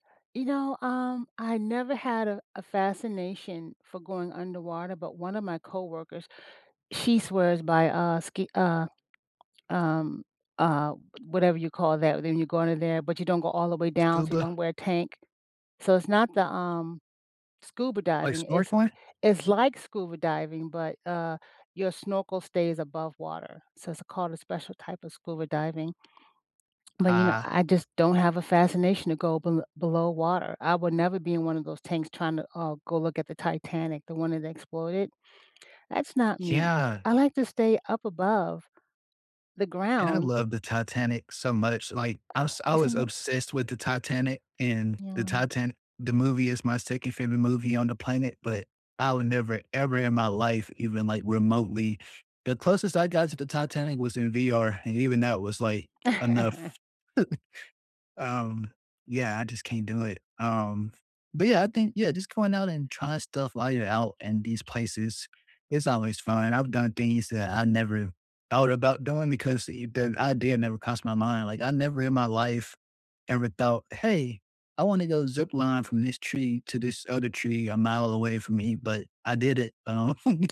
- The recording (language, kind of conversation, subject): English, unstructured, What hobby do you think everyone should try at least once?
- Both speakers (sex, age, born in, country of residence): female, 25-29, United States, United States; male, 25-29, United States, United States
- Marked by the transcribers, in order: stressed: "like"; tapping; unintelligible speech; chuckle; laughing while speaking: "um"